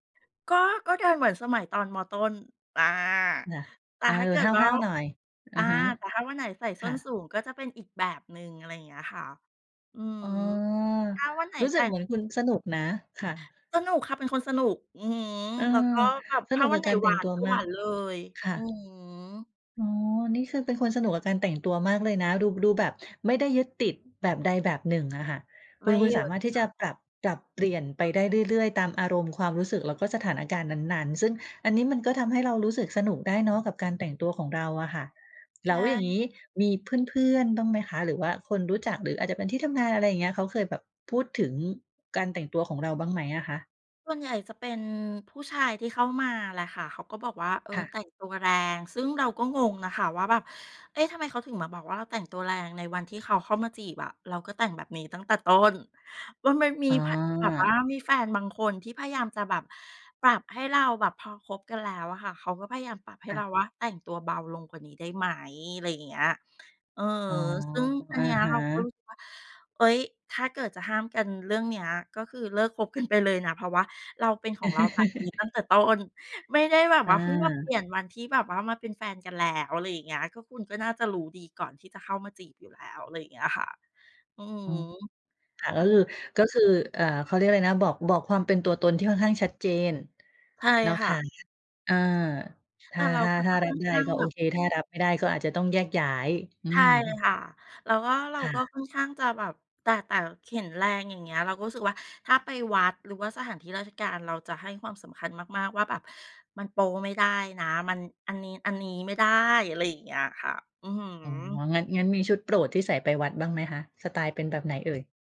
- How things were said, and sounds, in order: other background noise; tapping; chuckle; laughing while speaking: "ต้น"; other noise; background speech
- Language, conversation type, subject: Thai, podcast, สไตล์การแต่งตัวที่ทำให้คุณรู้สึกว่าเป็นตัวเองเป็นแบบไหน?